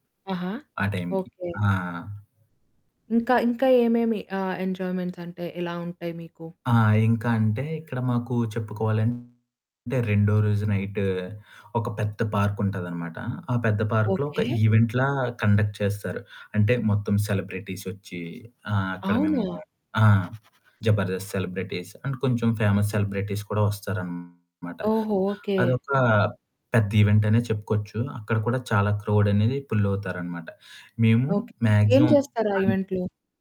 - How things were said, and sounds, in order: static; in English: "ఎంజాయ్మెంట్స్"; distorted speech; in English: "నైట్"; in English: "ఈవెంట్‌లా కండక్ట్"; other background noise; in English: "సెలబ్రిటీస్ అండ్"; in English: "ఫేమస్ సెలబ్రిటీస్"; in English: "ఈవెంట్"; tapping; in English: "క్రౌడ్"; in English: "పుల్"; in English: "మాక్సిమం అండ్"; in English: "ఈవెంట్‌లో?"
- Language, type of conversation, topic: Telugu, podcast, పల్లెటూరు పండుగ లేదా జాతరలో పూర్తిగా మునిగిపోయిన ఒక రోజు అనుభవాన్ని మీరు వివరంగా చెప్పగలరా?